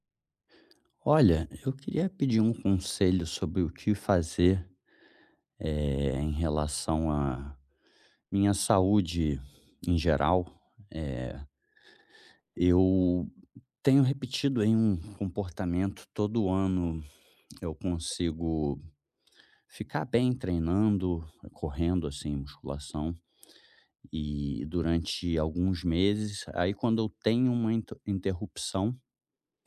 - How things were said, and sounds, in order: tapping
- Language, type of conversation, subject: Portuguese, advice, Como lidar com o medo de uma recaída após uma pequena melhora no bem-estar?